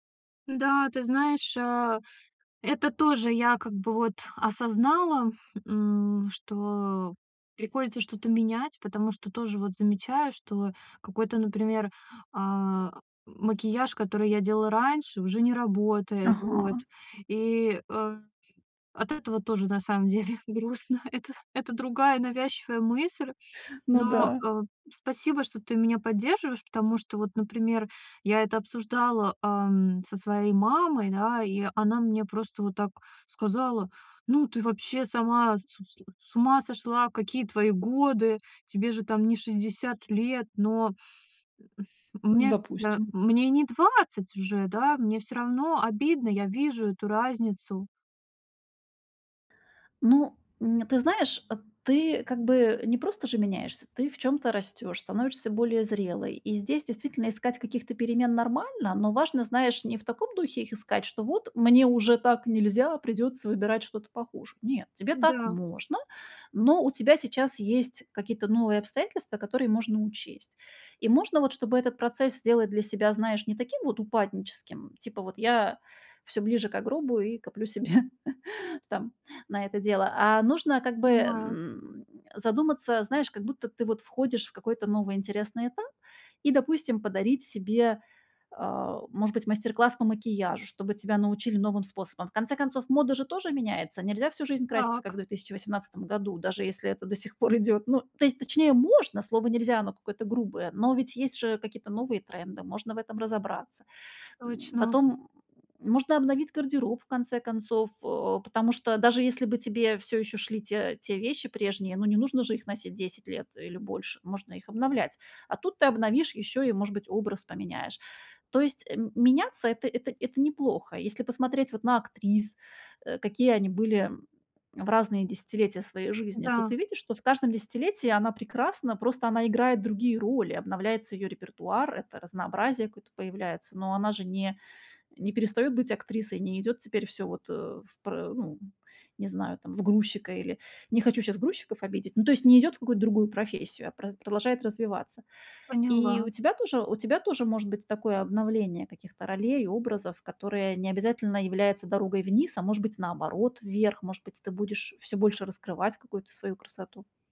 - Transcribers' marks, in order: other noise; laughing while speaking: "деле, грустно. Это"
- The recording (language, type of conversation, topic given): Russian, advice, Как справиться с навязчивыми негативными мыслями, которые подрывают мою уверенность в себе?